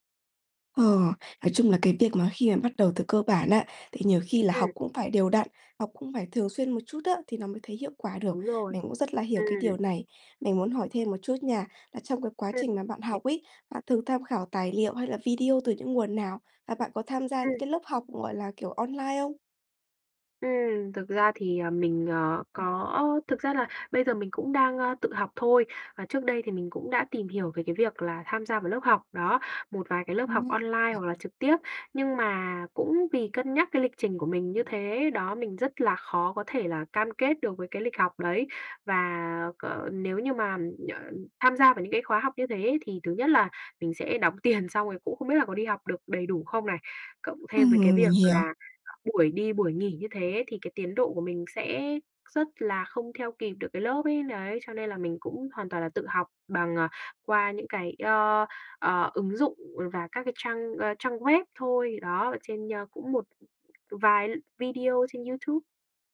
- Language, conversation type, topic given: Vietnamese, advice, Làm sao tôi có thể linh hoạt điều chỉnh kế hoạch khi mục tiêu thay đổi?
- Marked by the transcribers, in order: tapping; unintelligible speech; other background noise